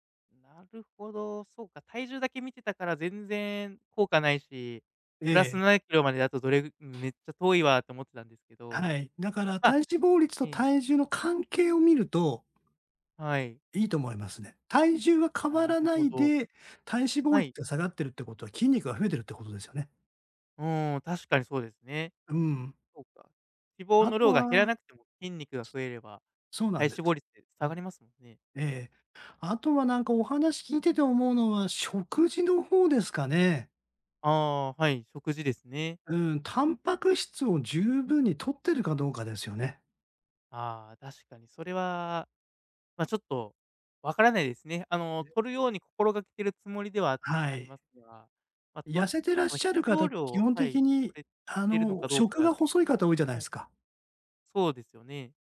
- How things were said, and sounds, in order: other background noise
- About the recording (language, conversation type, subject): Japanese, advice, トレーニングの効果が出ず停滞して落ち込んでいるとき、どうすればよいですか？